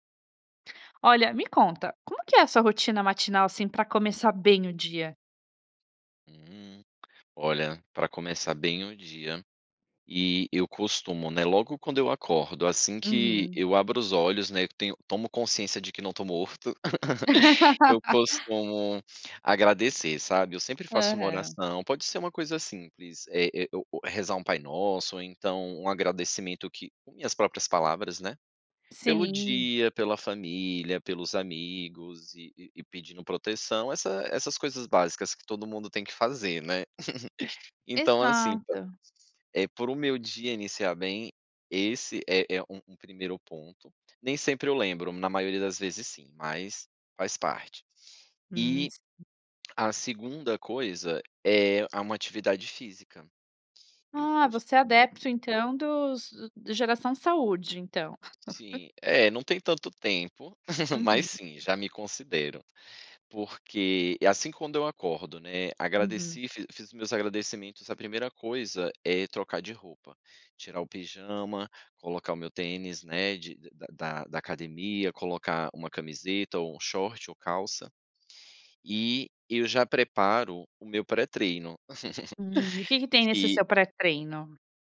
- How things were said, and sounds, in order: tapping; laugh; laugh; chuckle; chuckle
- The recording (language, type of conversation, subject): Portuguese, podcast, Como é sua rotina matinal para começar bem o dia?